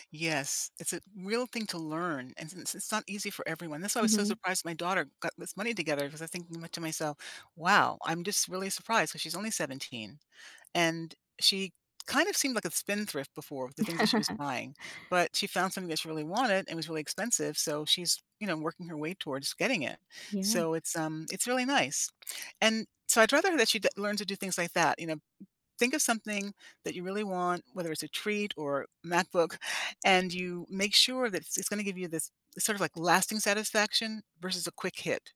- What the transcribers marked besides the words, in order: laugh
- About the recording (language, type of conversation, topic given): English, unstructured, How can I balance saving for the future with small treats?